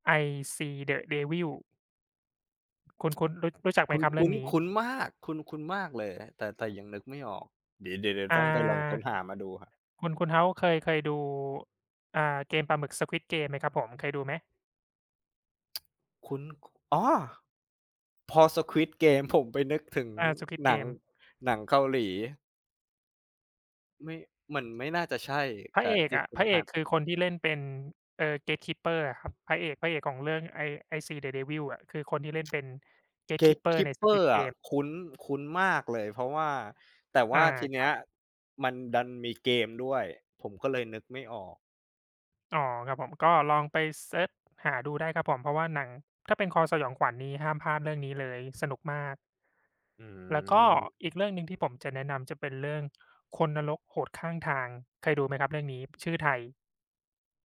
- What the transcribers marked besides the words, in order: tapping
- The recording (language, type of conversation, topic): Thai, unstructured, คุณชอบดูหนังแนวไหนที่สุด และเพราะอะไร?